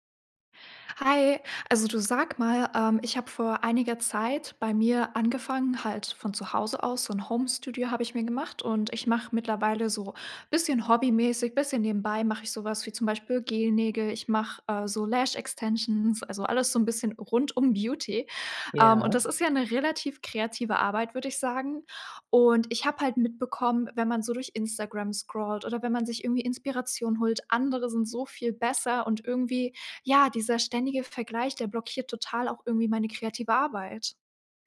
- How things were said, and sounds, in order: none
- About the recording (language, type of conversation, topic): German, advice, Wie blockiert der Vergleich mit anderen deine kreative Arbeit?